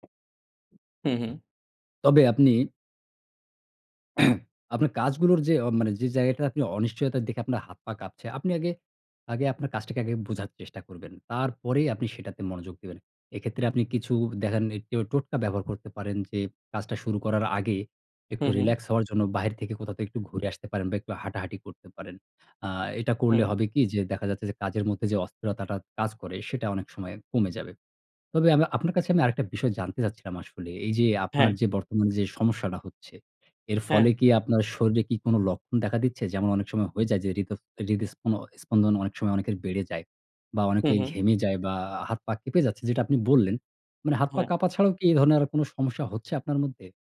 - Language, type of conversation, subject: Bengali, advice, অনিশ্চয়তা হলে কাজে হাত কাঁপে, শুরু করতে পারি না—আমি কী করব?
- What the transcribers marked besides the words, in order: tapping; other background noise; throat clearing